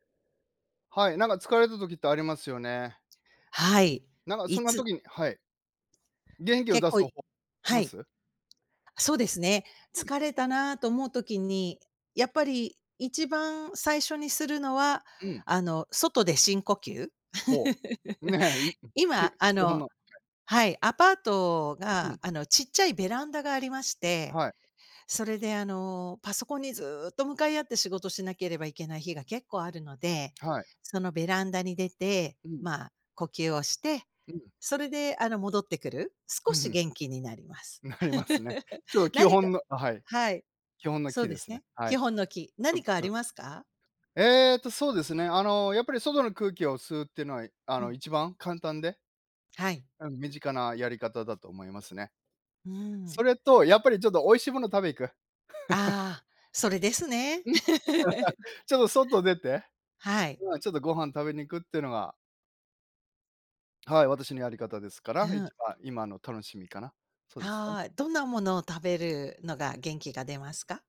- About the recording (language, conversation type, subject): Japanese, unstructured, 疲れたときに元気を出すにはどうしたらいいですか？
- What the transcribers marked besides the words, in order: laugh; laughing while speaking: "なりますね"; laugh; other background noise; laugh